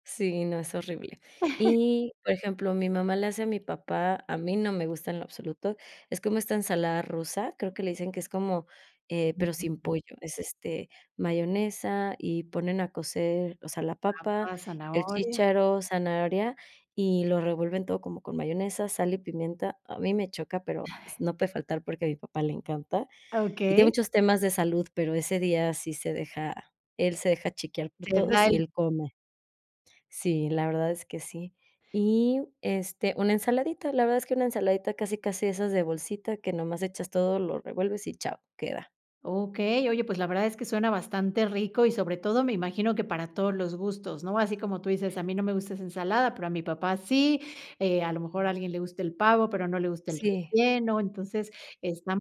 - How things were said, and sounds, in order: chuckle; other background noise
- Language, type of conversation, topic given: Spanish, podcast, ¿Qué recuerdo tienes de la comida en las fiestas familiares?